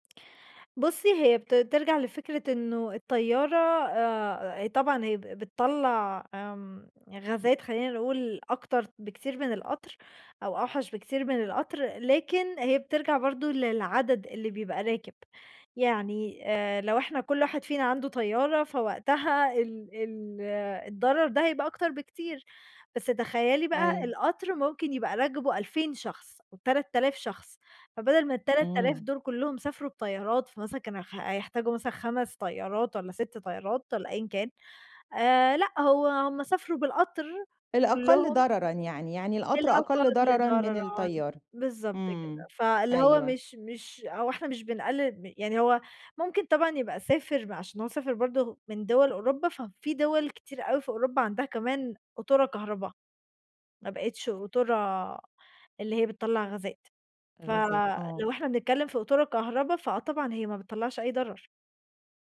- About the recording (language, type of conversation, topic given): Arabic, podcast, احكيلي عن أغرب شخص قابلته وإنت مسافر؟
- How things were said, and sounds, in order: none